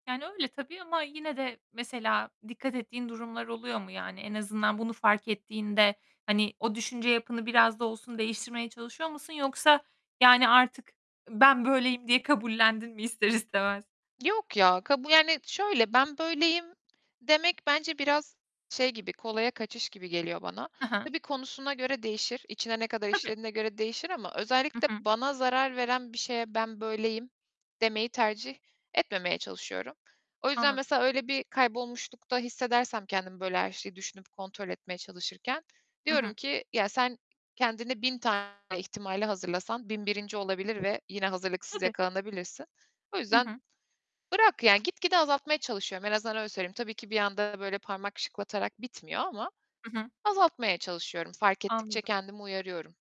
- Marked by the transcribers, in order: laughing while speaking: "ister istemez?"; distorted speech; tapping; static
- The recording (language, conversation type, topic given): Turkish, podcast, Aileden ya da çevrenden gelen itirazlara nasıl yanıt verirsin?